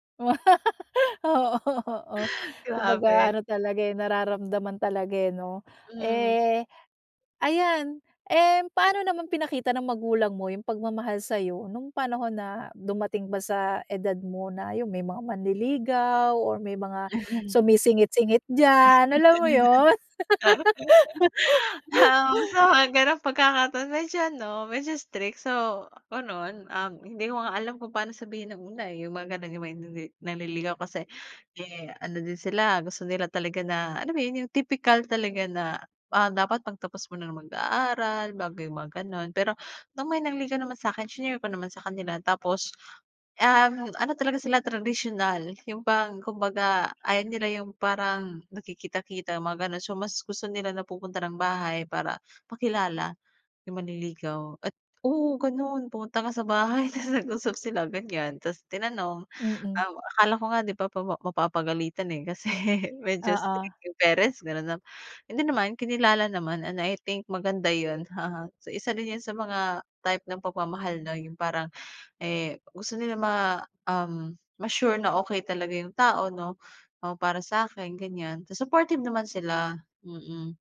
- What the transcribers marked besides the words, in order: laugh; laughing while speaking: "Oo, oo"; gasp; throat clearing; unintelligible speech; laugh; laugh; tapping; other noise; laughing while speaking: "bahay"; other background noise; laughing while speaking: "kasi"; scoff
- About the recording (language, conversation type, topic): Filipino, podcast, Paano ipinapakita ng mga magulang mo ang pagmamahal nila sa’yo?